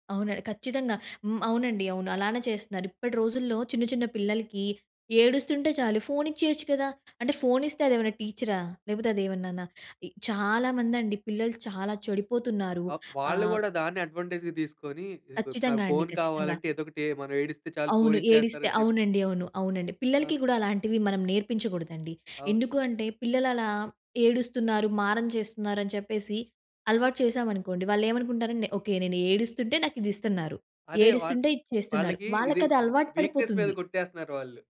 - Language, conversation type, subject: Telugu, podcast, పిల్లల ఫోన్ వినియోగ సమయాన్ని పర్యవేక్షించాలా వద్దా అనే విషయంలో మీరు ఎలా నిర్ణయం తీసుకుంటారు?
- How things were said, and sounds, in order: in English: "అడ్వాంటేజ్‌గా"; in English: "వీక్‌నెస్స్"